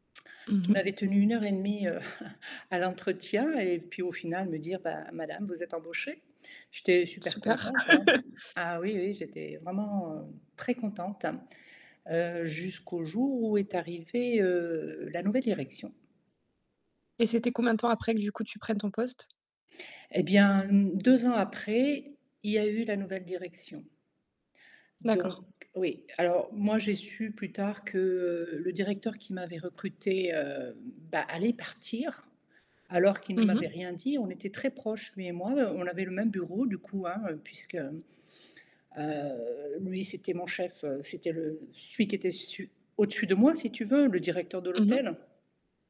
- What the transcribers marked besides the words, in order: static; chuckle; laugh; distorted speech; tapping; other background noise
- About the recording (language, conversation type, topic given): French, podcast, Quand tu sais qu'il est temps de quitter un boulot ?